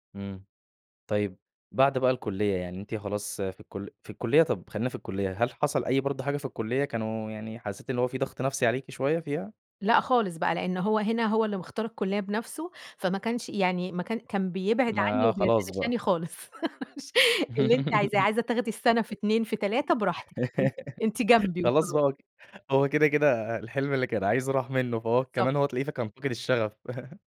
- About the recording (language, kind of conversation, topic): Arabic, podcast, إزاي اتعاملت مع توقعات أهلك لمستقبلك؟
- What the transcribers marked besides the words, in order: giggle; laughing while speaking: "خلاص بقى هو ك"; unintelligible speech; laugh